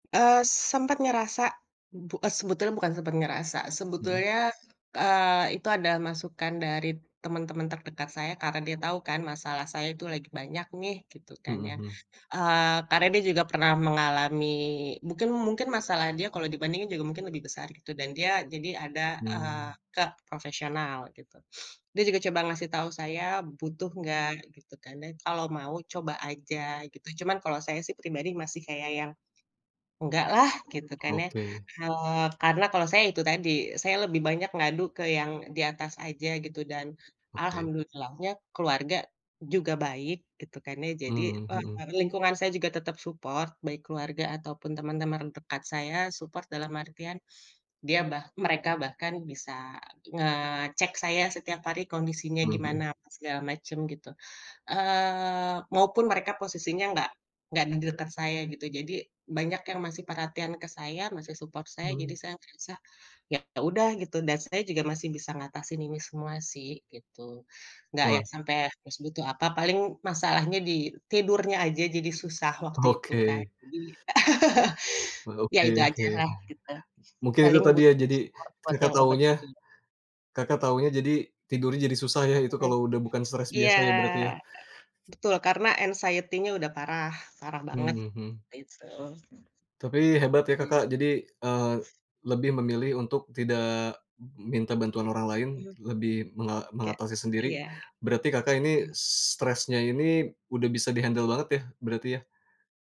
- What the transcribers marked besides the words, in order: other background noise; tapping; sniff; other noise; unintelligible speech; in English: "support"; in English: "support"; in English: "support"; laugh; in English: "support"; in English: "anxiety-nya"; unintelligible speech; in English: "di-handle"
- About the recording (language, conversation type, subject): Indonesian, podcast, Bagaimana cara kamu mengatasi stres yang datang mendadak?